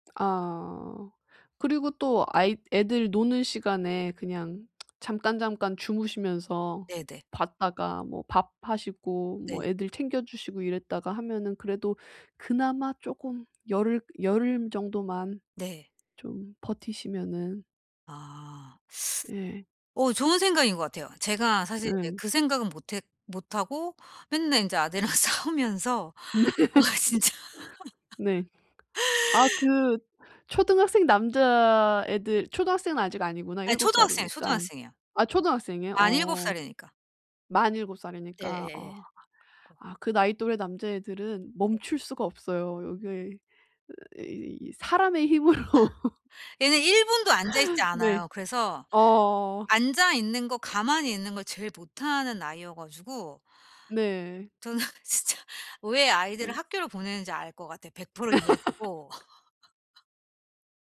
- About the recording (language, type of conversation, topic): Korean, advice, 깊은 집중에 들어가려면 어떻게 해야 하나요?
- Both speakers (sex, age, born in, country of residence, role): female, 30-34, South Korea, Japan, advisor; female, 45-49, South Korea, Portugal, user
- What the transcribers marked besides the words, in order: tsk; other background noise; teeth sucking; laughing while speaking: "아들이랑 싸우면서 뭔가 진짜"; laugh; tapping; laugh; laughing while speaking: "힘으로"; laugh; laughing while speaking: "더는 진짜"; laugh